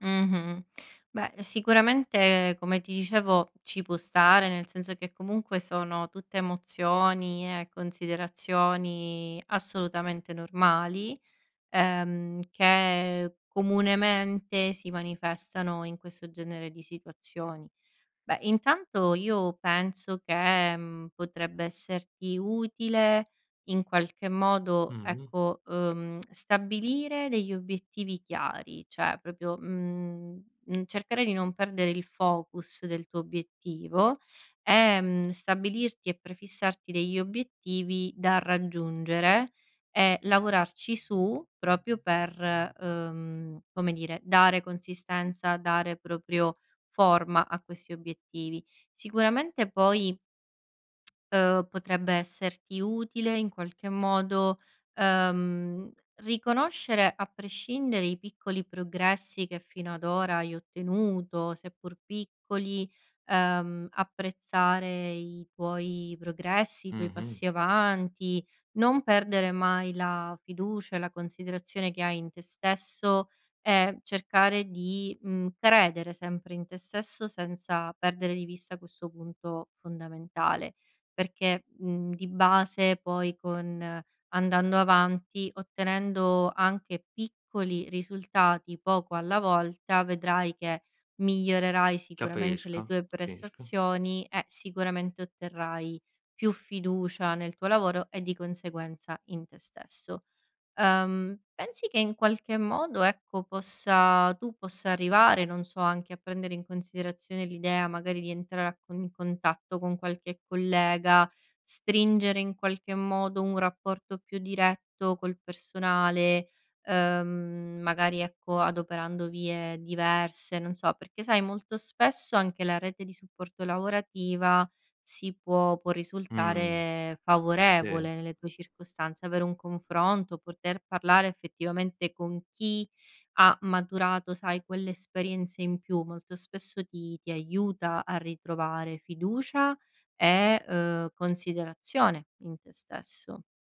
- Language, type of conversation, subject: Italian, advice, Come posso affrontare l’insicurezza nel mio nuovo ruolo lavorativo o familiare?
- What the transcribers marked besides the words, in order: tapping; other background noise; lip smack; "poter" said as "porter"